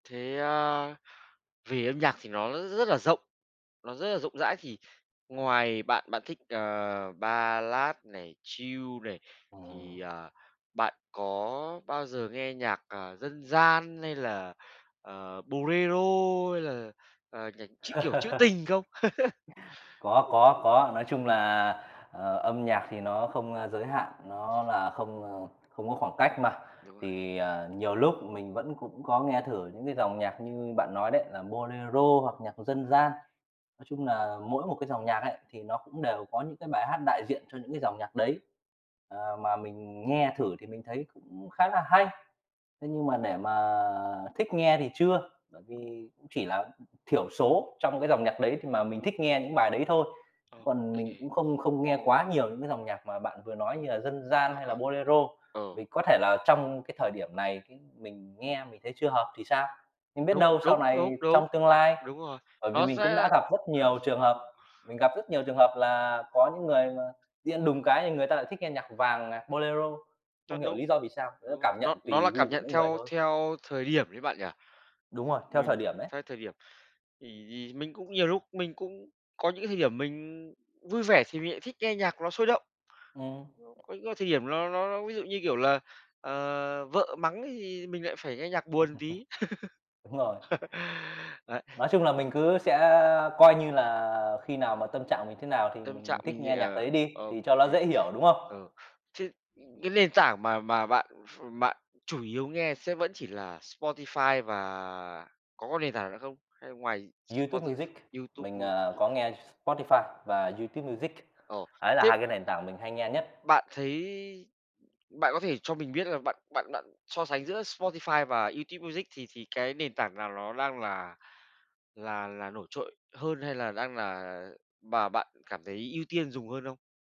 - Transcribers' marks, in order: in English: "chill"; other background noise; laugh; tapping; chuckle; unintelligible speech; unintelligible speech; laugh; chuckle
- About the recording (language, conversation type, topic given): Vietnamese, podcast, Bạn thường phát hiện ra nhạc mới bằng cách nào?